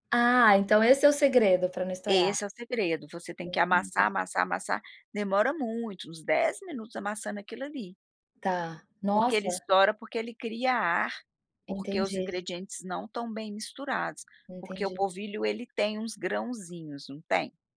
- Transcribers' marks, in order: none
- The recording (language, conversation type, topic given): Portuguese, podcast, Qual prato nunca falta nas suas comemorações em família?